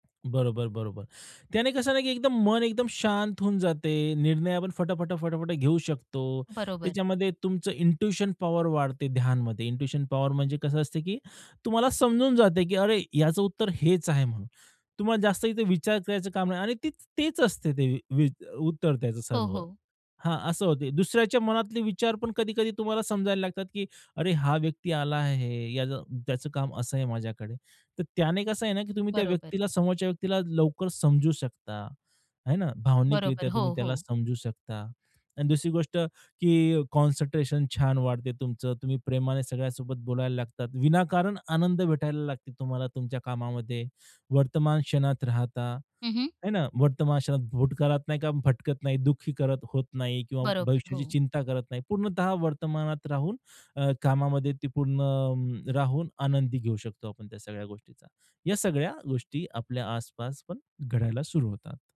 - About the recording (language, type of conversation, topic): Marathi, podcast, ध्यान सुरू करण्यासाठी सुरुवातीला काय करावं, असं तुम्हाला वाटतं?
- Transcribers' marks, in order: other noise; in English: "इंट्युशन पॉवर"; in English: "इंट्यूशन पॉवर"; in English: "कॉन्सन्ट्रेशन"; tapping